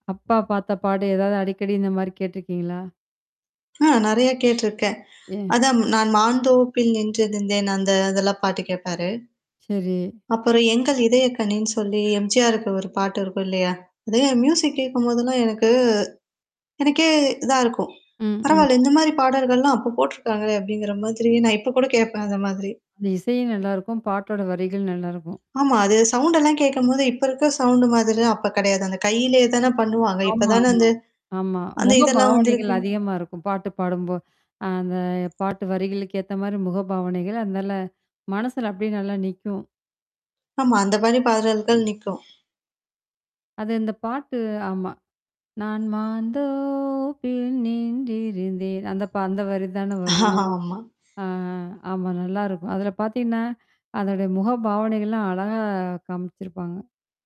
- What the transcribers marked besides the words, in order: mechanical hum; in English: "மியூசிக்"; other background noise; distorted speech; tapping; in English: "சவுண்டெல்லாம்"; in English: "சவுண்டு"; "பாடல்கள்" said as "பாதல்கள்"; static; singing: "நான் மாந்தோபில் நின்றிருந்தேன்"; laughing while speaking: "ஆமா"
- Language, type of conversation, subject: Tamil, podcast, பெற்றோர் கேட்க வைத்த இசை உங்கள் இசை ரசனையை எப்படிப் பாதித்தது?